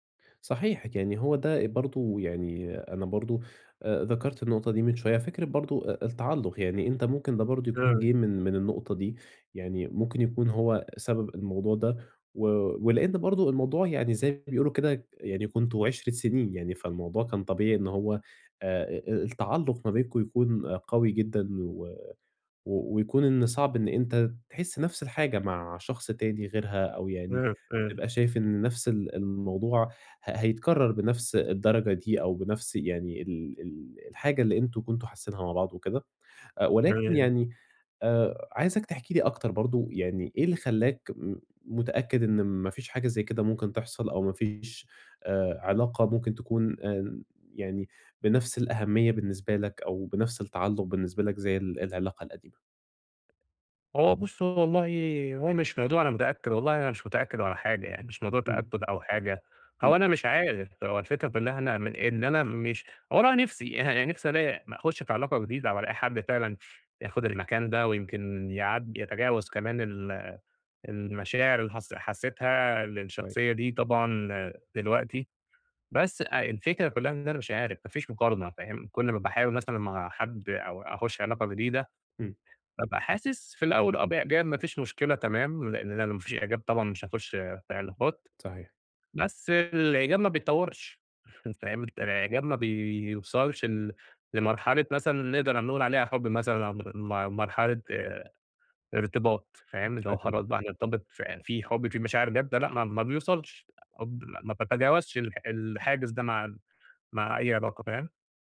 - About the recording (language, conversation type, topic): Arabic, advice, إزاي أوازن بين ذكرياتي والعلاقات الجديدة من غير ما أحس بالذنب؟
- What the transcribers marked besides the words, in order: unintelligible speech; other background noise; unintelligible speech; tapping